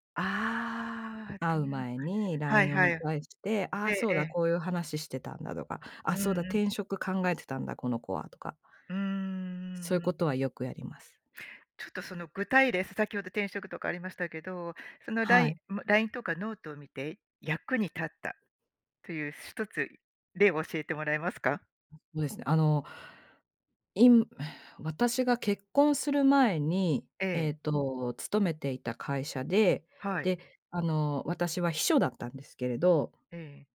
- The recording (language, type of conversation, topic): Japanese, podcast, 人間関係で普段どんなことに気を付けていますか？
- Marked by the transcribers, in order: other background noise